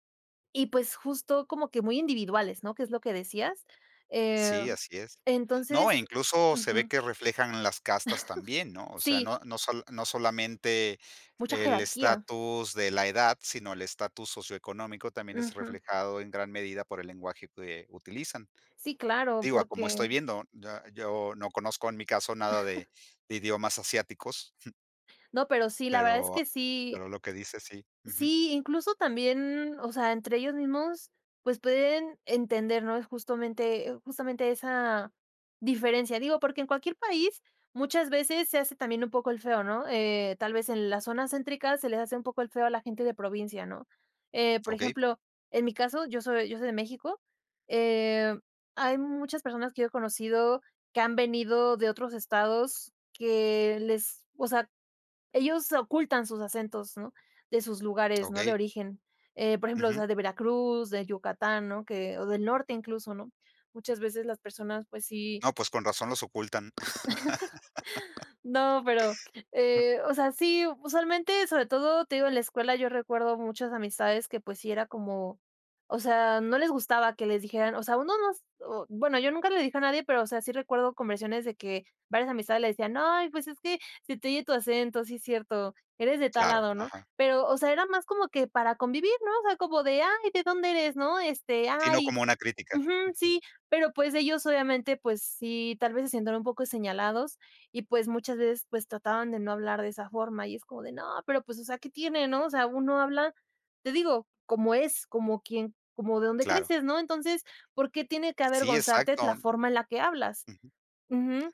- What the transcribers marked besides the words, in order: laugh; chuckle; chuckle; chuckle; tapping; laugh; other noise
- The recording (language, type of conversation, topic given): Spanish, podcast, ¿Qué papel juega el idioma en tu identidad?